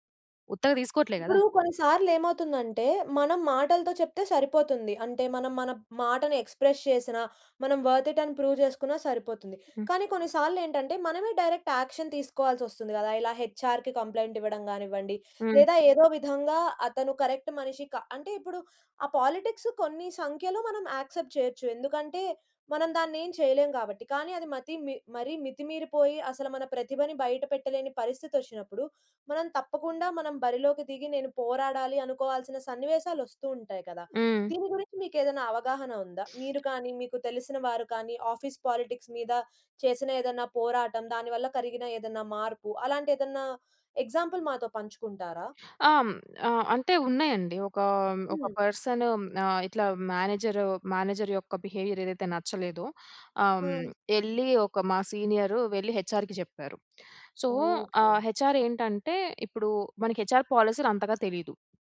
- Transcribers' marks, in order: in English: "ఎక్స్‌ప్రెస్"; in English: "వర్త్ ఇట్"; in English: "ప్రూవ్"; in English: "డైరెక్ట్ యాక్షన్"; in English: "హెచ్ఆర్‌కి కంప్లెయింట్"; in English: "కరెక్ట్"; in English: "యాక్సెప్ట్"; other background noise; in English: "ఆఫీస్ పాలిటిక్స్"; in English: "ఎగ్జాంపుల్"; in English: "మేనేజర్ మేనేజర్"; in English: "బిహేవియర్"; in English: "హెచ్ఆర్‌కి"; in English: "సో"; in English: "హెచ్ఆర్"; in English: "హెచ్ఆర్"
- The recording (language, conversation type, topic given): Telugu, podcast, ఆఫీస్ పాలిటిక్స్‌ను మీరు ఎలా ఎదుర్కొంటారు?
- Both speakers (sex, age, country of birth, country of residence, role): female, 20-24, India, India, host; female, 25-29, India, India, guest